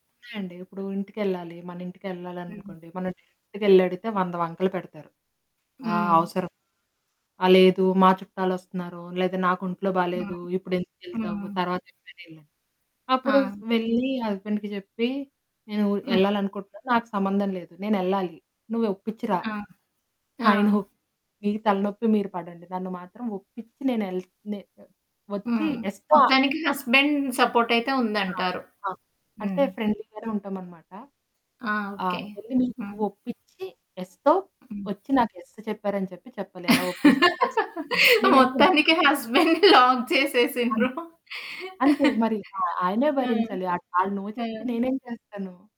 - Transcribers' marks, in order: static; other background noise; in English: "డైరెక్ట్‌గెళ్లి"; in English: "హస్బండ్‌కి"; in English: "హస్బండ్"; in English: "ఫ్రెండ్‌లీగానే"; in English: "యెస్‌తో"; in English: "యెస్"; laugh; laughing while speaking: "మొత్తానికి హస్బండ్‌ని లాక్ జేసేసిండ్రు"; in English: "హస్బండ్‌ని లాక్"; in English: "నొ"
- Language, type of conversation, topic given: Telugu, podcast, కుటుంబ సభ్యులకు మీ సరిహద్దులను గౌరవంగా, స్పష్టంగా ఎలా చెప్పగలరు?